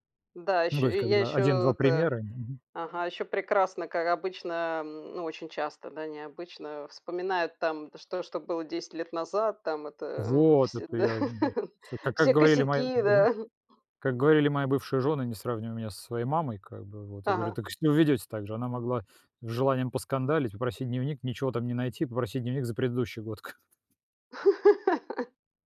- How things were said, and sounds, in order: laugh; laugh
- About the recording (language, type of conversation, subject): Russian, unstructured, Что для тебя важнее — быть правым или сохранить отношения?